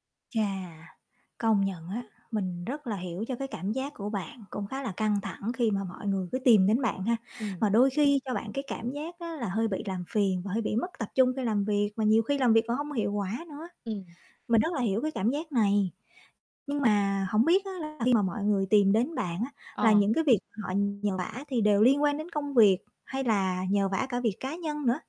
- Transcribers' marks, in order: static; tapping; other background noise; distorted speech
- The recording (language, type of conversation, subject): Vietnamese, advice, Làm thế nào để bạn từ chối các yêu cầu một cách khéo léo khi chúng đang chiếm dụng quá nhiều thời gian của bạn?